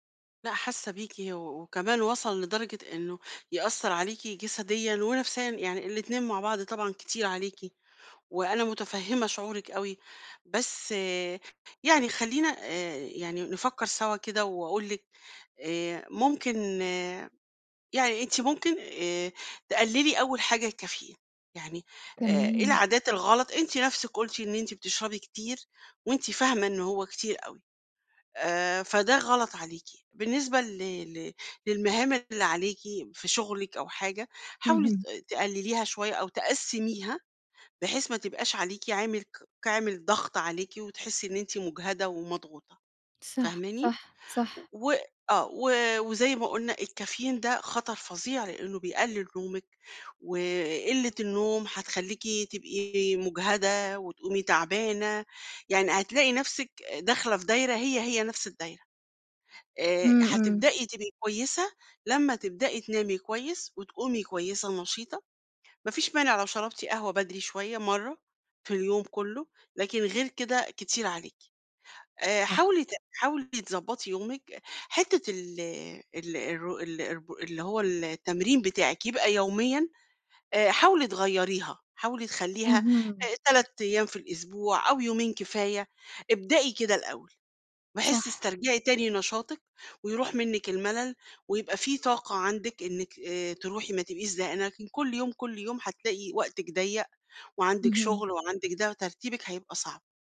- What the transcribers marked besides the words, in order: tapping
- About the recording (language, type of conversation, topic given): Arabic, advice, ليه مش قادر تلتزم بروتين تمرين ثابت؟
- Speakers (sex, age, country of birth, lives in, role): female, 25-29, Egypt, Egypt, user; female, 50-54, Egypt, Portugal, advisor